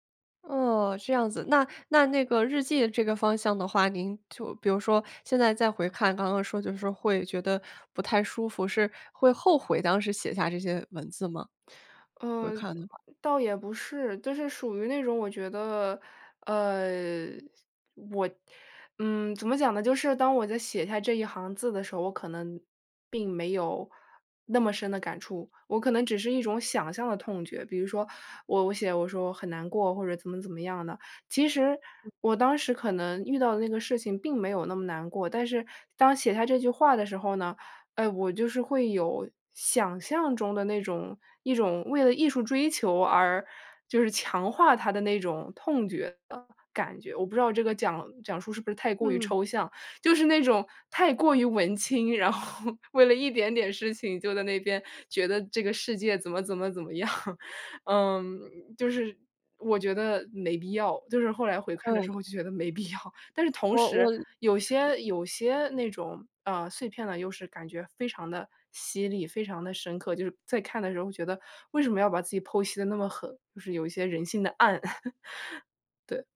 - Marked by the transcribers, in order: other background noise; laughing while speaking: "然后"; laughing while speaking: "样"; laughing while speaking: "必要"; chuckle
- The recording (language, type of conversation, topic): Chinese, advice, 写作怎样能帮助我更了解自己？